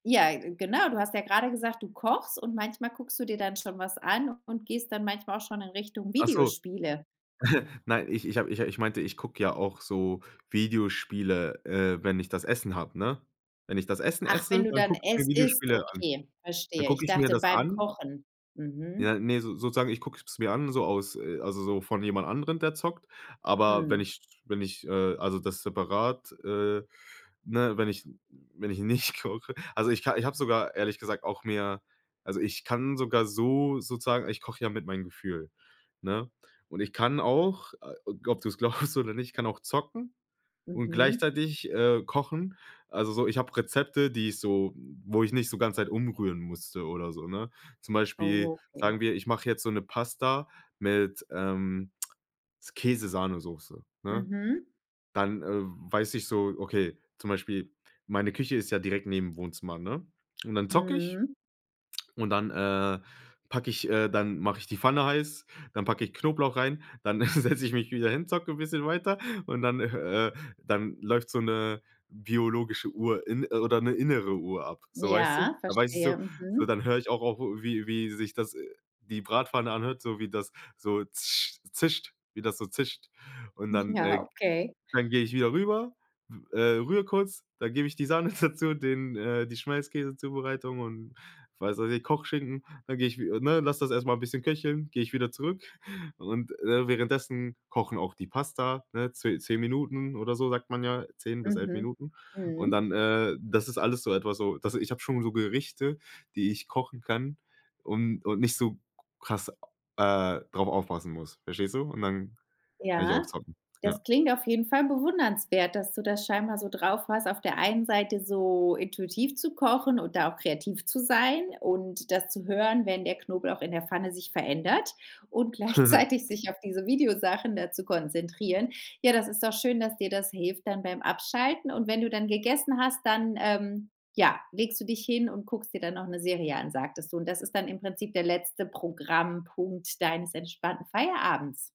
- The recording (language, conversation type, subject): German, podcast, Wie sieht bei dir ein entspannter Feierabend aus?
- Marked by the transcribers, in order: giggle; laughing while speaking: "nicht koche"; laughing while speaking: "glaubst"; other noise; tsk; lip smack; laughing while speaking: "setze ich mich wieder"; chuckle; laughing while speaking: "Sahne dazu"; other background noise; laughing while speaking: "gleichzeitig"; chuckle; stressed: "Programmpunkt"